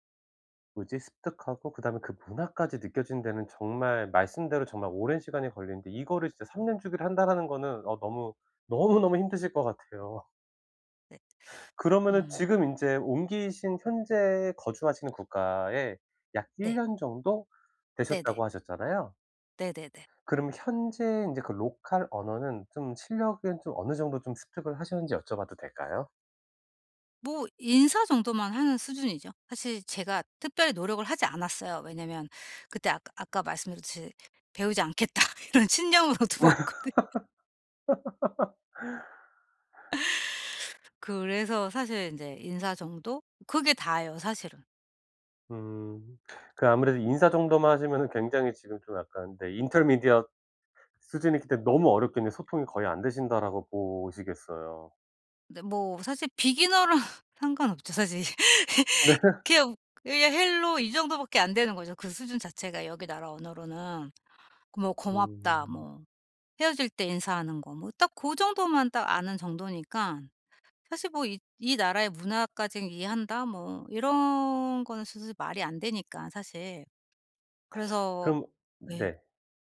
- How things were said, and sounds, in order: tapping; other background noise; laughing while speaking: "이런 신념으로 들어왔거든요"; laugh; put-on voice: "Intermediate"; in English: "Intermediate"; laughing while speaking: "비기너랑"; in English: "비기너랑"; laugh; laughing while speaking: "네"; in English: "Hello"
- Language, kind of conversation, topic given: Korean, advice, 새로운 나라에서 언어 장벽과 문화 차이에 어떻게 잘 적응할 수 있나요?